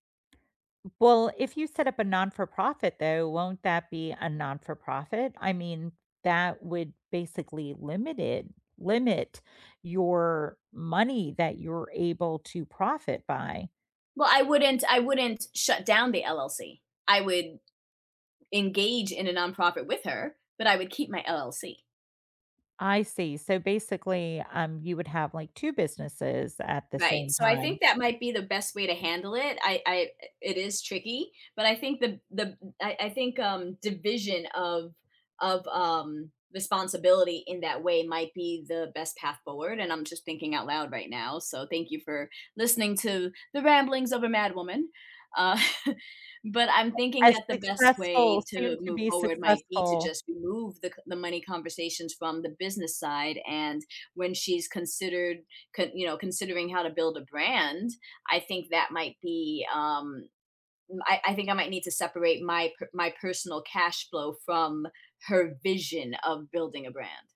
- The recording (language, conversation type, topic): English, unstructured, How do you prefer to handle conversations about money at work so that everyone feels respected?
- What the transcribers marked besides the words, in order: tapping; chuckle; other background noise